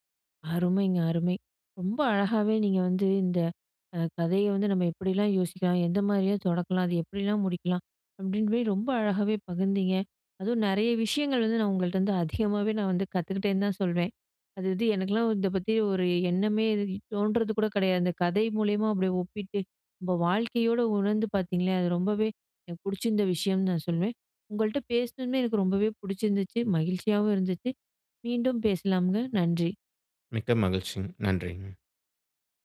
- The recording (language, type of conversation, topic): Tamil, podcast, புதுமையான கதைகளை உருவாக்கத் தொடங்குவது எப்படி?
- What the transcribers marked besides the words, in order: chuckle; other background noise; "பேசினதுமே" said as "பேசினமே"